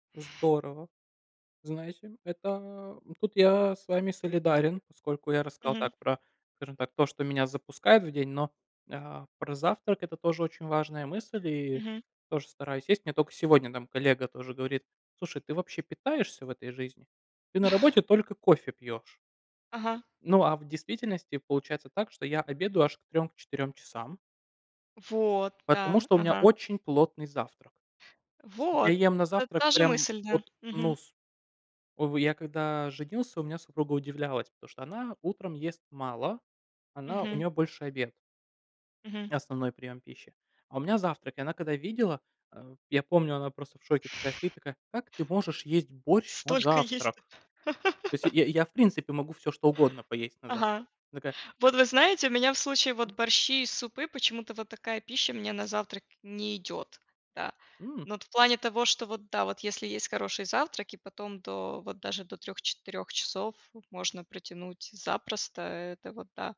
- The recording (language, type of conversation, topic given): Russian, unstructured, Какие привычки помогают сделать твой день более продуктивным?
- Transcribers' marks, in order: "только" said as "тока"; chuckle; tapping; laugh